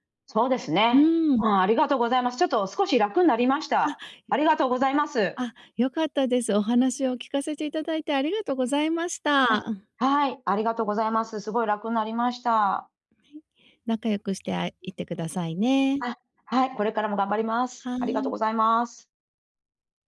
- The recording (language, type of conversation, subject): Japanese, advice, 本音を言えずに我慢してしまう友人関係のすれ違いを、どうすれば解消できますか？
- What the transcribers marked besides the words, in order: other noise